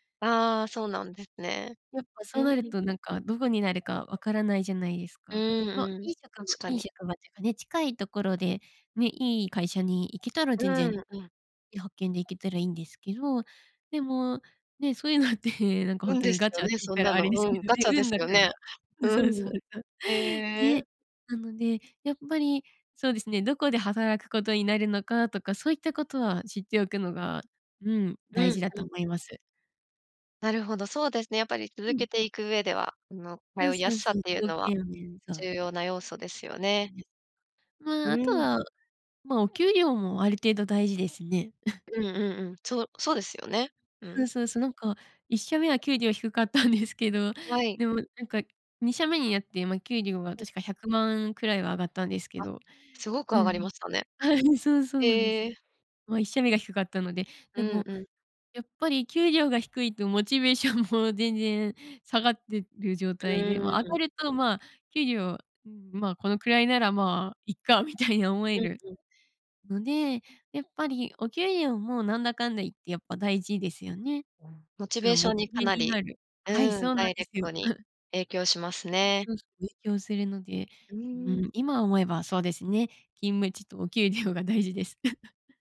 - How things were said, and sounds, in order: laughing while speaking: "そういうのって"; laughing while speaking: "うん。そう そう そう"; chuckle; tapping; laughing while speaking: "低かったんですけど"; laughing while speaking: "モチベーションも"; laughing while speaking: "まあいっか、みたいに"; other background noise; chuckle; chuckle
- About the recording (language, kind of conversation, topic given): Japanese, podcast, 転職を考えたとき、何が決め手でしたか？